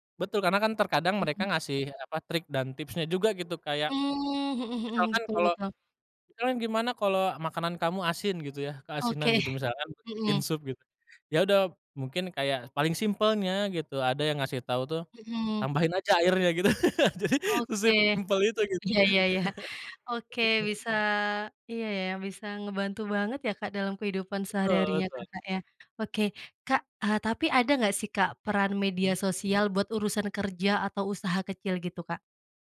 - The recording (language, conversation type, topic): Indonesian, podcast, Menurut kamu, apa manfaat media sosial dalam kehidupan sehari-hari?
- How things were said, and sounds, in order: laugh; laughing while speaking: "jadi"; chuckle; other background noise